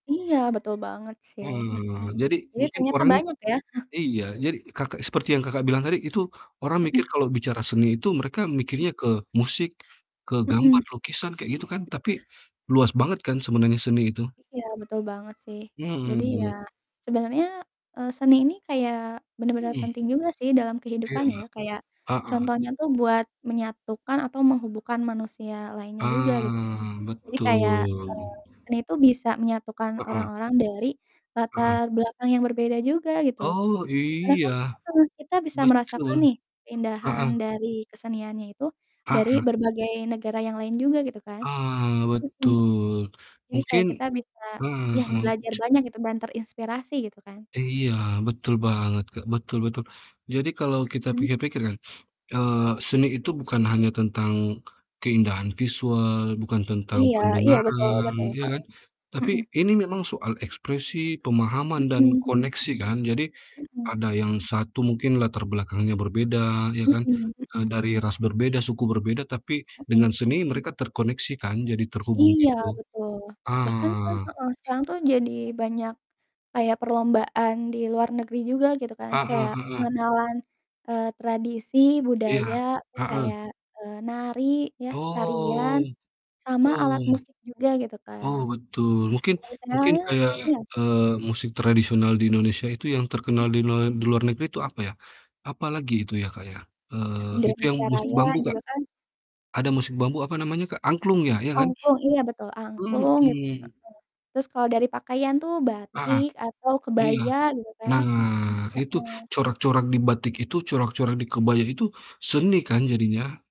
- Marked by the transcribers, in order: other background noise; chuckle; distorted speech; drawn out: "Ah"; tapping; sniff; drawn out: "Ah"; drawn out: "Oh"
- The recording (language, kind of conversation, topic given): Indonesian, unstructured, Mengapa menurutmu seni penting dalam kehidupan?